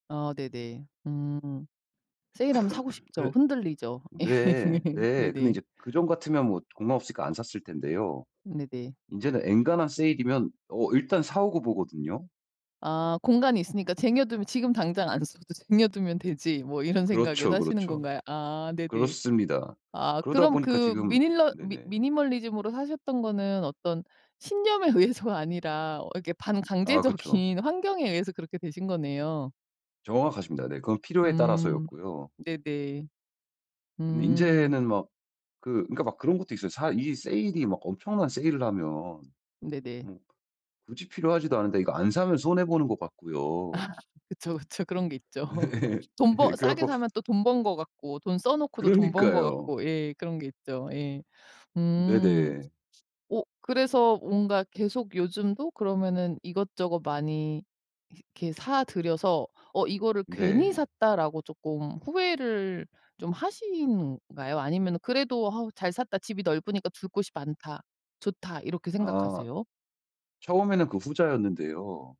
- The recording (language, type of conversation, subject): Korean, advice, 여유로 하는 지출을 하면 왜 죄책감이 들어서 즐기지 못하나요?
- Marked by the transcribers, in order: cough; laughing while speaking: "예"; laugh; tapping; other background noise; laughing while speaking: "아"; laughing while speaking: "예"; laugh